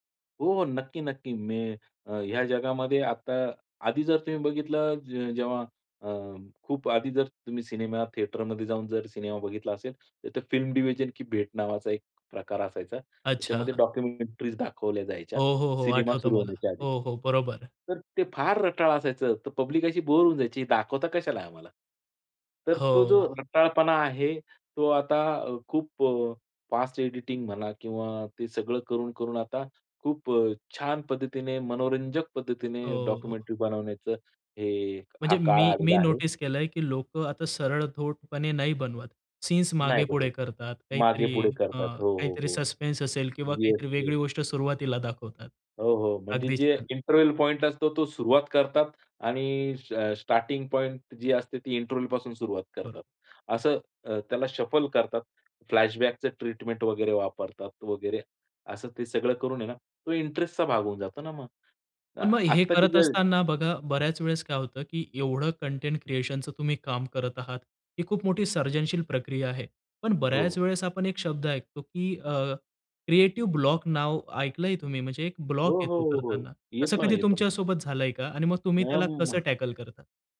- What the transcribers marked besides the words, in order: in English: "थिएटरमध्ये"; in English: "डॉक्युमेंटरीज"; angry: "फार रटाळ असायचं. तर पब्लिक … कशाला आहे आम्हाला?"; in English: "पब्लिक"; in English: "बोर"; in English: "फास्ट एडिटिंग"; in English: "डॉक्युमेंटरी"; in English: "नोटीस"; in English: "सीन्स"; in English: "सस्पेंस"; in English: "येस, येस"; angry: "जे इंटरवल पॉइंट असतो तो सुरुवात करतात"; in English: "इंटरवल पॉइंट"; in English: "स्टार्टिंग पॉइंट"; in English: "इंटरवलपासून"; in English: "शफल"; in English: "फ्लॅशबॅकचं ट्रीटमेंट"; in English: "इंटरेस्टचा"; in English: "क्रिएशनचं"; in English: "क्रिएटिव ब्लॉक"; in English: "ब्लॉक"; anticipating: "असं कधी तुमच्यासोबत झालंय का?"; in English: "टॅकल"
- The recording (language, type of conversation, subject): Marathi, podcast, तुमची सर्जनशील प्रक्रिया साध्या शब्दांत सांगाल का?